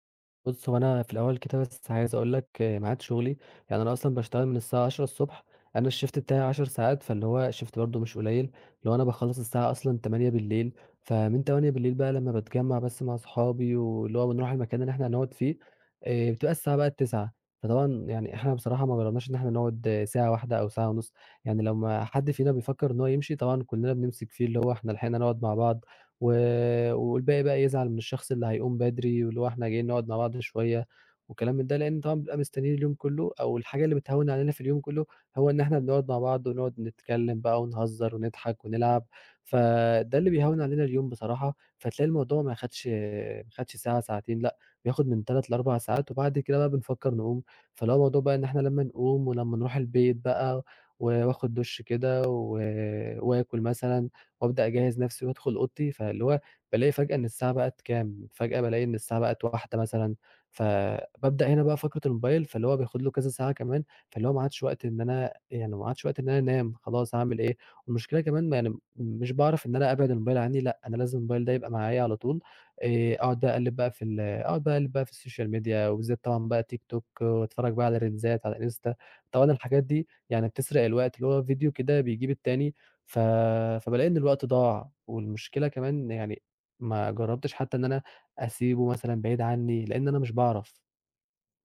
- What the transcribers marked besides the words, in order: in English: "الshift"; in English: "shift"; in English: "السوشيال ميديا"; in English: "ريلزات"
- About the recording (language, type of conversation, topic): Arabic, advice, إزاي أوصف مشكلة النوم والأرق اللي بتيجي مع الإجهاد المزمن؟